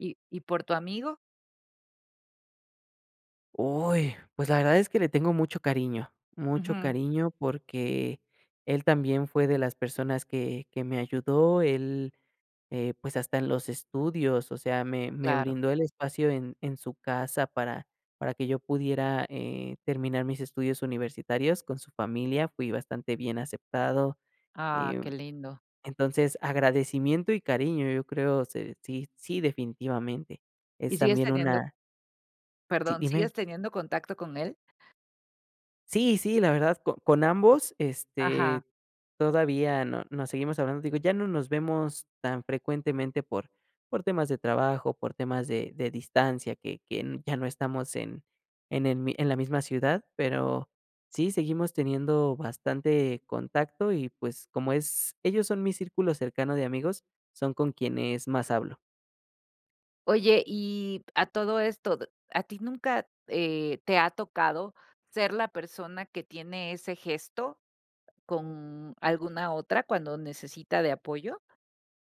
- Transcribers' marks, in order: none
- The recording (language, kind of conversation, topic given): Spanish, podcast, ¿Qué pequeño gesto tuvo consecuencias enormes en tu vida?